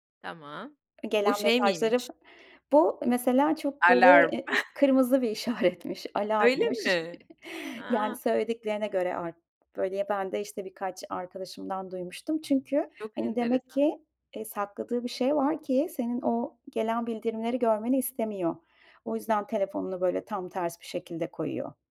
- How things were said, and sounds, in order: chuckle; laughing while speaking: "işaretmiş, alarmmış"; chuckle; tapping
- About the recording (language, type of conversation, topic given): Turkish, podcast, Akıllı telefonlar günlük rutinimizi sence nasıl değiştiriyor?